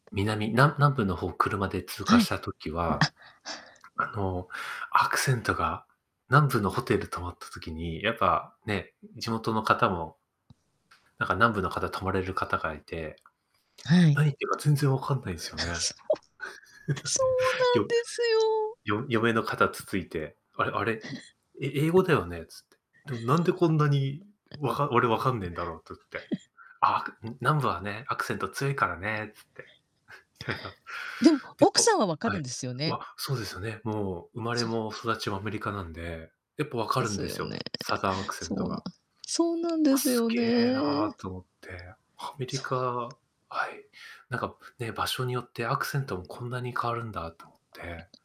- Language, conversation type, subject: Japanese, unstructured, 旅行先でいちばん驚いた場所はどこですか？
- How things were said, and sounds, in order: chuckle; chuckle; chuckle; chuckle; unintelligible speech; in English: "サザンアクセント"